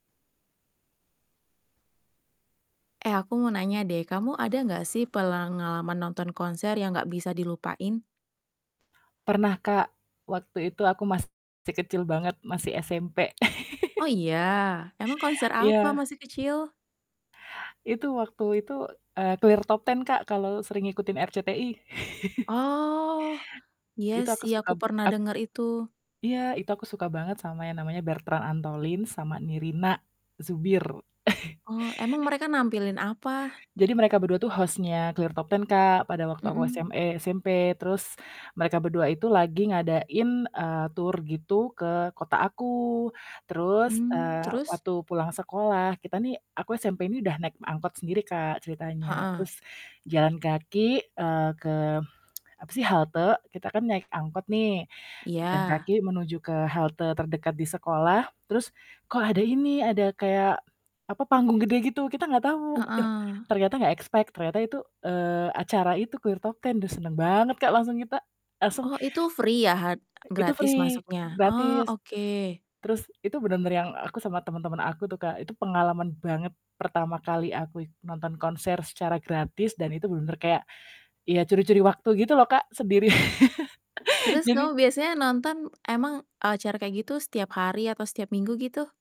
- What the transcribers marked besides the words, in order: static; "pengalaman" said as "pelangalaman"; distorted speech; other background noise; laugh; chuckle; drawn out: "Oh"; chuckle; tapping; in English: "expect"; in English: "free"; in English: "free"; stressed: "banget"; laugh
- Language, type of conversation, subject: Indonesian, podcast, Apa pengalaman menonton konser yang paling tidak bisa kamu lupakan?